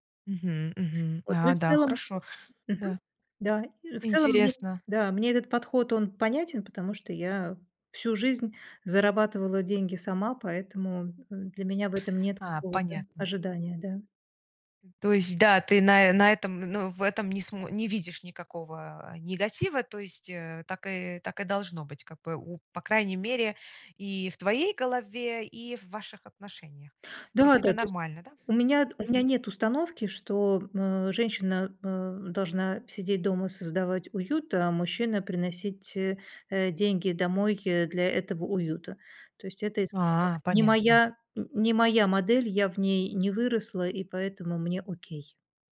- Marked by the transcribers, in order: tapping; other background noise; other noise
- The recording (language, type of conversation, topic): Russian, podcast, Что важнее при смене работы — деньги или её смысл?
- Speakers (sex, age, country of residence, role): female, 45-49, Germany, guest; female, 45-49, United States, host